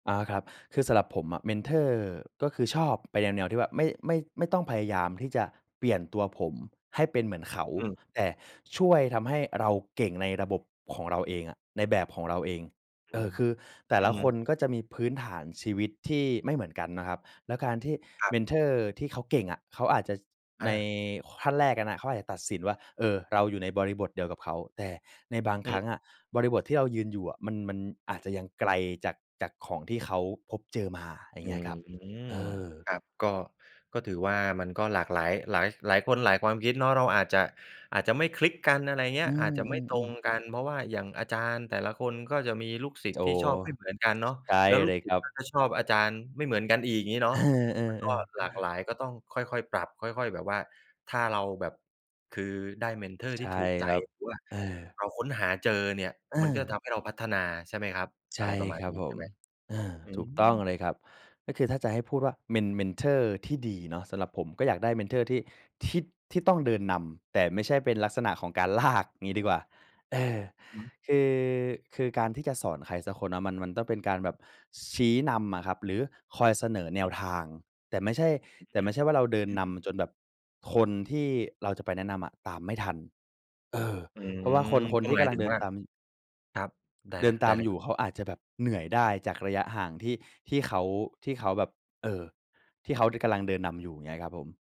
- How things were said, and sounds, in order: tapping; other background noise; laughing while speaking: "ลาก"; "กำลัง" said as "กะลัง"
- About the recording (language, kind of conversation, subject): Thai, podcast, ในการทำงาน คุณอยากได้พี่เลี้ยงแบบไหนมากที่สุด?